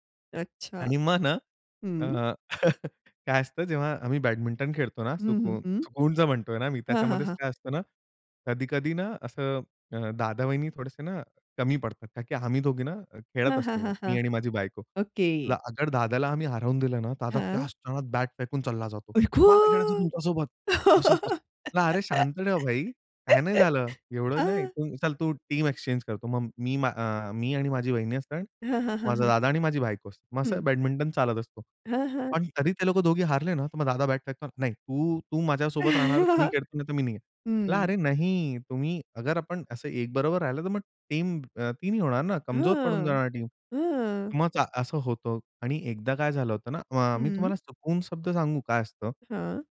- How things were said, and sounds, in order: laughing while speaking: "मग ना"; chuckle; unintelligible speech; surprised: "आई गं!"; laugh; in English: "टीम"; chuckle; in English: "टीम"; in English: "टीम"
- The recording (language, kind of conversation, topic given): Marathi, podcast, तुला तुझ्या घरात सुकून कसा मिळतो?